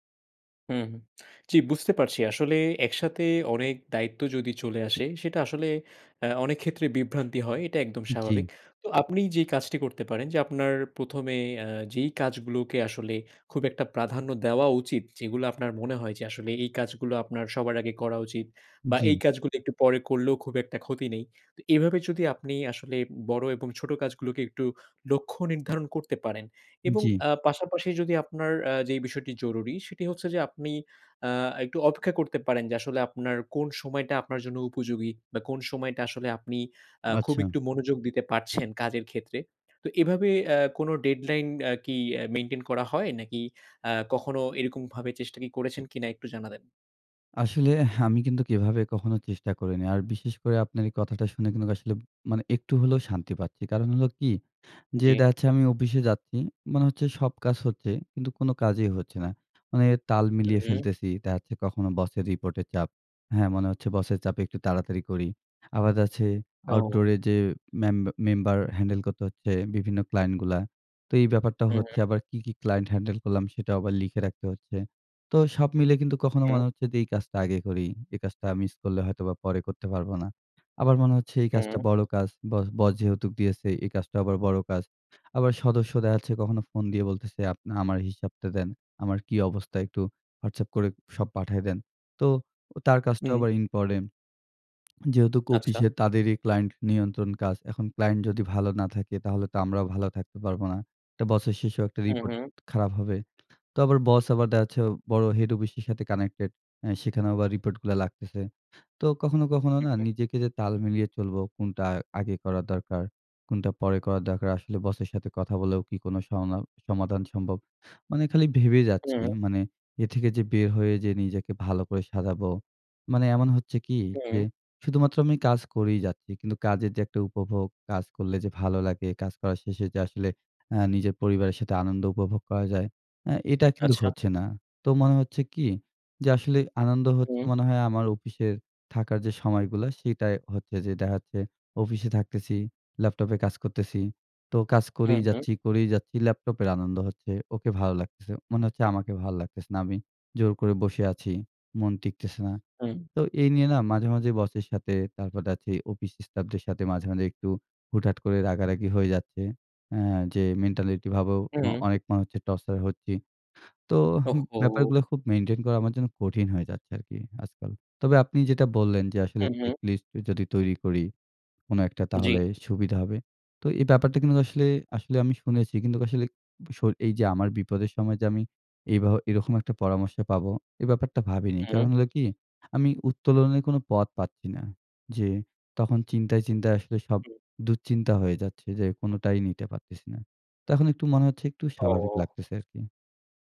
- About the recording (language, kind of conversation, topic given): Bengali, advice, কাজের অগ্রাধিকার ঠিক করা যায় না, সময় বিভক্ত হয়
- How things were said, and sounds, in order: lip smack; "অফিসে" said as "কফিসে"; in English: "টর্চার"; sad: "ওহো!"; surprised: "ও!"